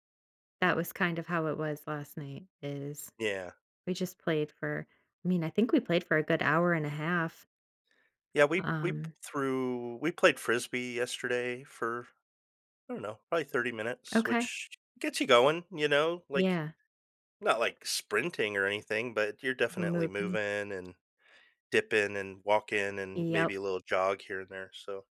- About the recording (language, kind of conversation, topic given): English, unstructured, How can I motivate myself on days I have no energy?
- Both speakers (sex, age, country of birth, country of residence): female, 35-39, United States, United States; male, 55-59, United States, United States
- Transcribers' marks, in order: tapping; other background noise